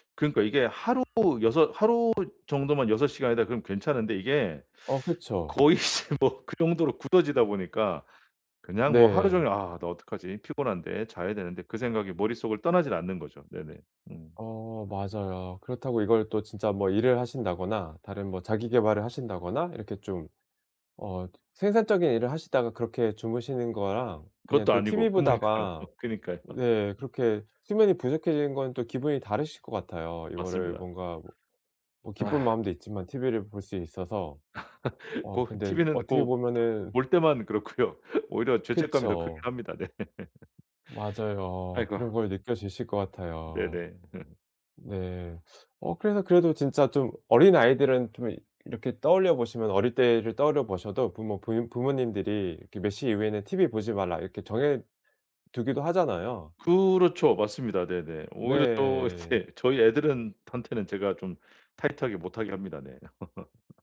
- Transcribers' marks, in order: other background noise; laughing while speaking: "거의 이제 뭐"; laughing while speaking: "끄무니까요, 그니까요"; "그니까요" said as "끄무니까요"; laugh; laughing while speaking: "그렇고요"; laughing while speaking: "네"; laugh; laugh; tapping; laughing while speaking: "이제"; laugh
- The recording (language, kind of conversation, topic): Korean, advice, 취침 전에 화면 사용 시간을 줄이려면 어떻게 해야 하나요?